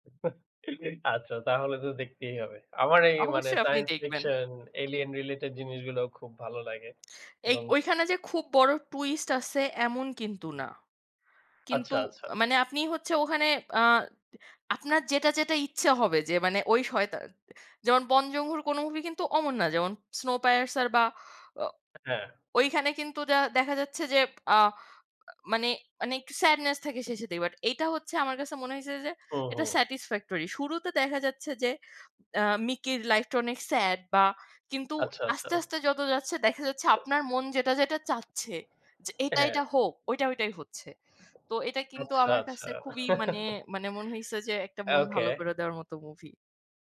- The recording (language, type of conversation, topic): Bengali, unstructured, কোন ধরনের সিনেমা দেখলে আপনি সবচেয়ে বেশি আনন্দ পান?
- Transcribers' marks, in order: chuckle; other background noise; in English: "sadness"; in English: "satisfactory"